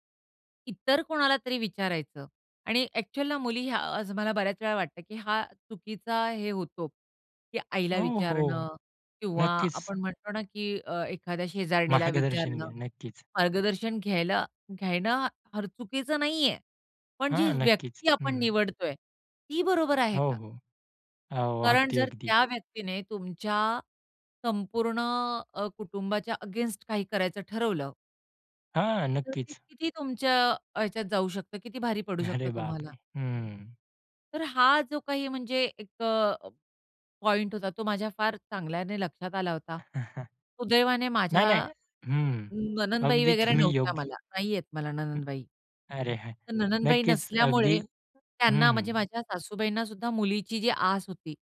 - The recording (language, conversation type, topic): Marathi, podcast, सुरुवात करण्यासाठी पहिले छोटे पाऊल काय असते?
- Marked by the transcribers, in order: other background noise; tapping; chuckle; other noise